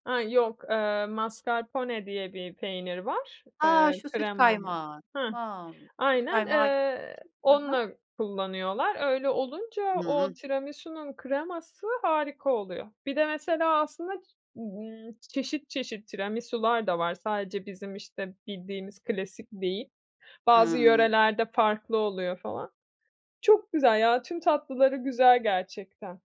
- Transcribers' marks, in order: in Italian: "mascarpone"; surprised: "A! Şu süt kaymağı, tamam"
- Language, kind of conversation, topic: Turkish, podcast, Yerel yemekleri denemeye yönelik cesaretin nasıl gelişti?